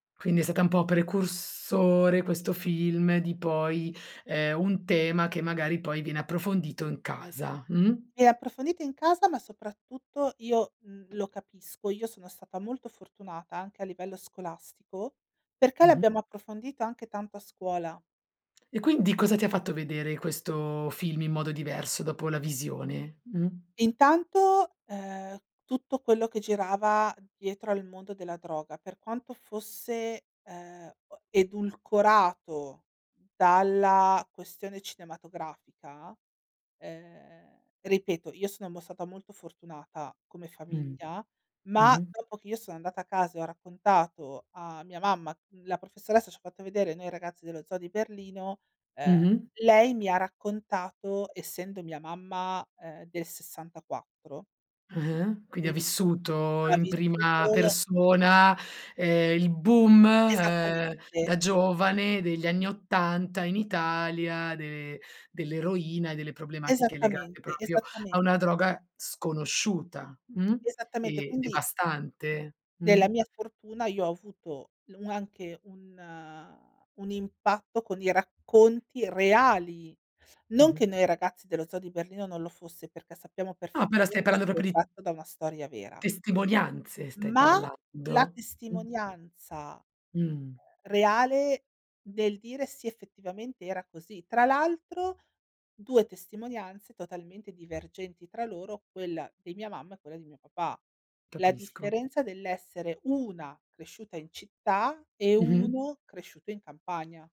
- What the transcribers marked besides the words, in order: tapping; "proprio" said as "propio"; "proprio" said as "propo"; other background noise
- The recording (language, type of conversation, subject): Italian, podcast, Qual è un film che ti ha cambiato e che cosa ti ha colpito davvero?
- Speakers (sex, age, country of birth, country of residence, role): female, 40-44, Italy, Spain, guest; female, 40-44, Italy, Spain, host